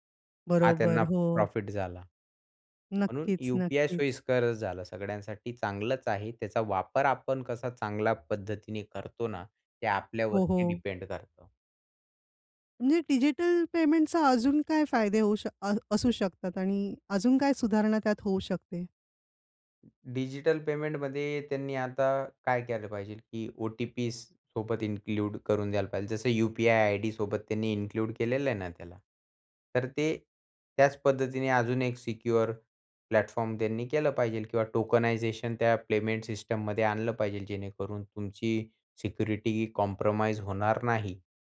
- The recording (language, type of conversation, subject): Marathi, podcast, डिजिटल पेमेंट्सवर तुमचा विश्वास किती आहे?
- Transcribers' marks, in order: other background noise; other noise; in English: "इन्क्लूड"; in English: "इन्क्लूड"; in English: "सिक्युअर प्लॅटफॉर्म"; in English: "टोकनायझेशन"; in English: "कॉम्प्रोमाईज"; tapping